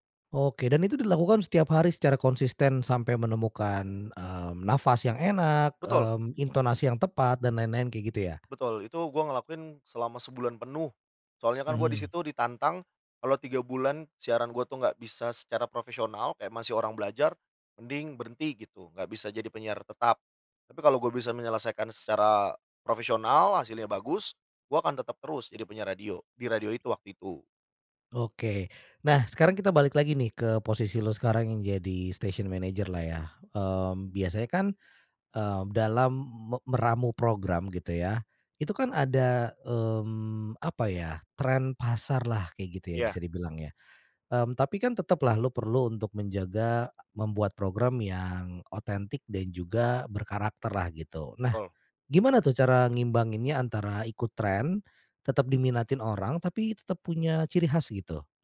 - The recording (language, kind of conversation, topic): Indonesian, podcast, Bagaimana kamu menemukan suara atau gaya kreatifmu sendiri?
- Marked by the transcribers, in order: in English: "station manager"